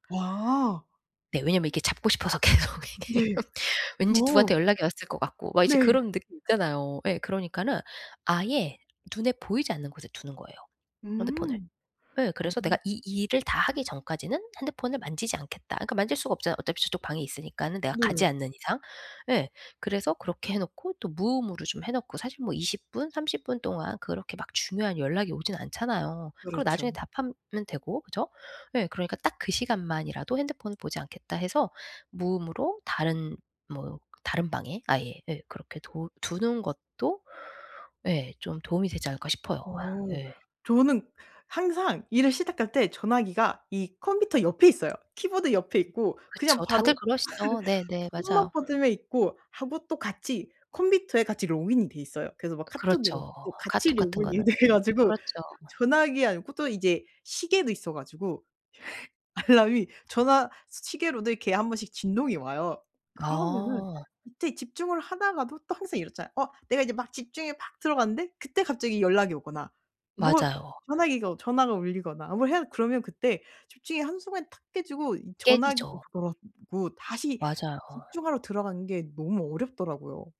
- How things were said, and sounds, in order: laughing while speaking: "계속 이게"; laugh; tapping; other background noise; laugh; laughing while speaking: "돼 가지고"; laugh; laughing while speaking: "알람이"
- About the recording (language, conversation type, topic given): Korean, advice, 짧은 집중 간격으로도 생산성을 유지하려면 어떻게 해야 하나요?